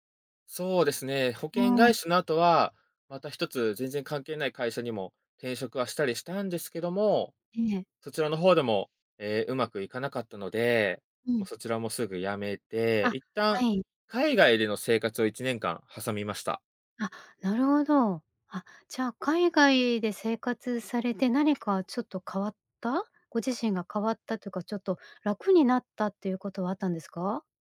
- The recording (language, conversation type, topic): Japanese, advice, 自分を責めてしまい前に進めないとき、どうすればよいですか？
- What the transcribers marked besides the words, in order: tapping